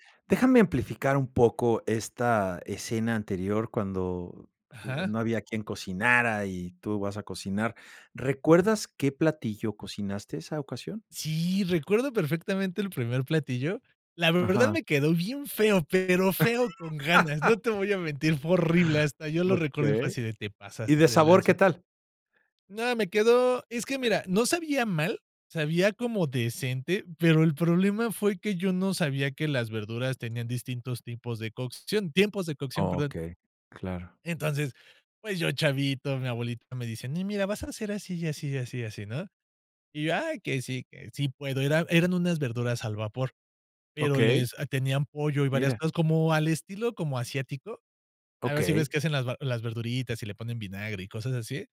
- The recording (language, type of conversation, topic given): Spanish, podcast, ¿Qué pasatiempo te apasiona y cómo empezaste a practicarlo?
- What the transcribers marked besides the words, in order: chuckle